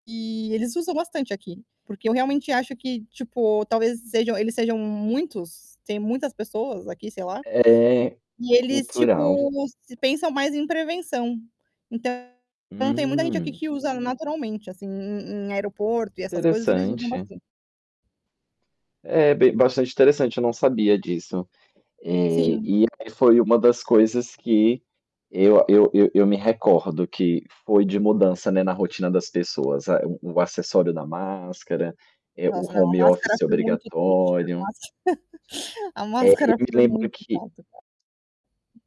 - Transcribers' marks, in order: tapping; distorted speech; static; in English: "home office"; chuckle
- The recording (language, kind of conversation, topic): Portuguese, unstructured, Como a pandemia mudou a rotina das pessoas?